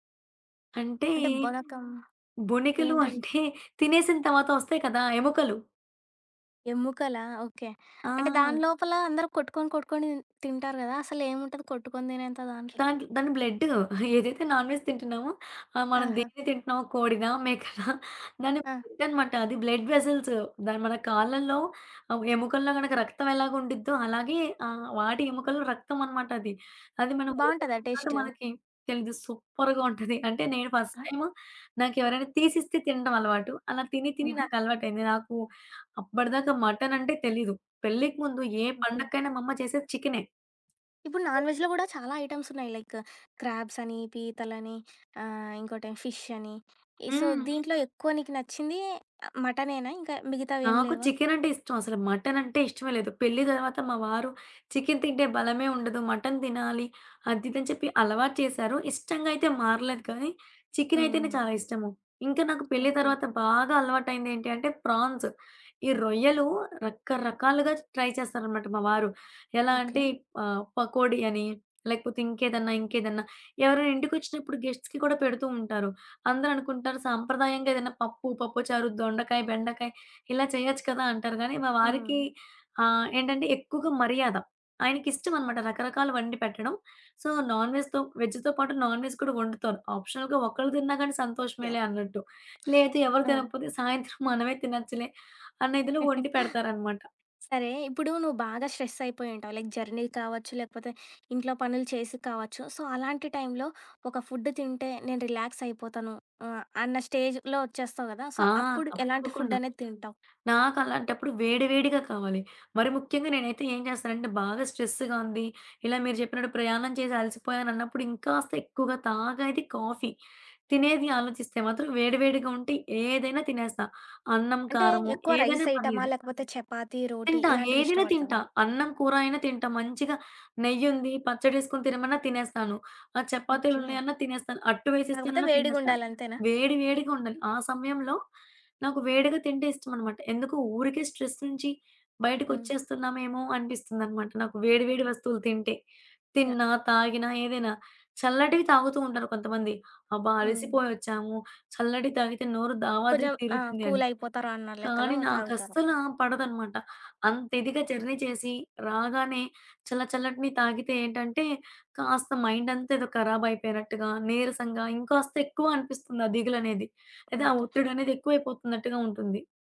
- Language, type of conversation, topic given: Telugu, podcast, మీ ఇంట్లో మీకు అత్యంత ఇష్టమైన సాంప్రదాయ వంటకం ఏది?
- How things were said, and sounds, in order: laughing while speaking: "అంటే"; tapping; giggle; in English: "నాన్‌వెజ్"; laughing while speaking: "కోడిదా, మేకనా?"; in English: "బ్లడ్ వెసల్స్"; in English: "సూపర్‌గా"; giggle; in English: "ఫస్ట్"; in English: "నాన్‌వెజ్‌లో"; in English: "ఐటమ్స్"; in English: "లైక్ క్రాబ్స్"; in English: "సో"; other background noise; in English: "ప్రాన్స్"; in English: "ట్రై"; in English: "గెస్ట్స్‌కి"; in English: "సో, నాన్‌వెజ్‌తో వెజ్‌తో"; in English: "నాన్‌వెజ్"; in English: "ఆప్షనల్‌గా"; teeth sucking; giggle; chuckle; in English: "లైక్ జర్నీ"; in English: "సో"; in English: "ఫుడ్"; in English: "రిలాక్స్"; in English: "స్టేజ్‌లో"; in English: "సో"; in English: "ఫుడ్"; in English: "స్ట్రెస్‌గా"; in English: "కాఫీ"; in English: "రైస్"; background speech; in English: "స్ట్రెస్"; "కొంచెం" said as "కొజం"; in English: "జర్నీ"